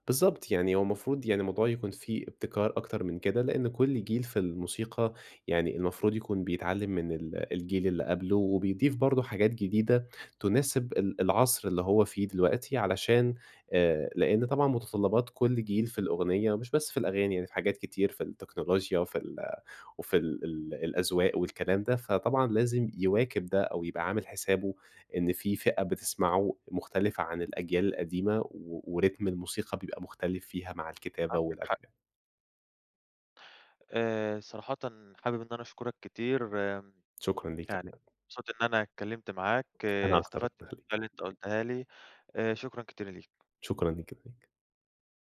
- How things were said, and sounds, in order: in English: "وريتم"; unintelligible speech; tapping
- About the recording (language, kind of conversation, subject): Arabic, podcast, سؤال عن دور الأصحاب في تغيير التفضيلات الموسيقية